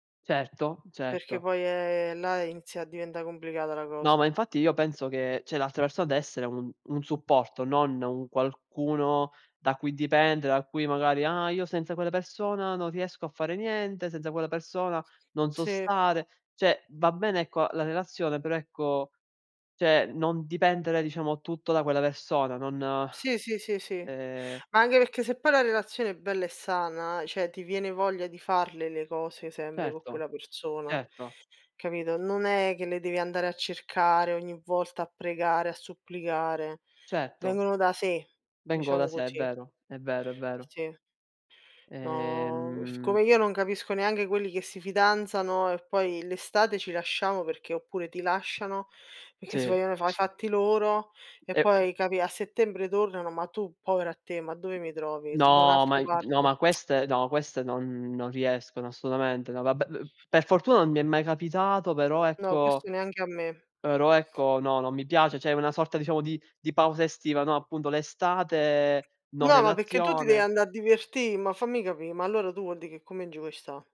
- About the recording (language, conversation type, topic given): Italian, unstructured, Come definiresti una relazione felice?
- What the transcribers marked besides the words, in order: "cioè" said as "ceh"; "Cioè" said as "ceh"; "cioè" said as "ceh"; "cioè" said as "ceh"; other background noise; drawn out: "Ehm"; tapping; drawn out: "No"; other noise; "cioè" said as "ceh"; "perché" said as "pecché"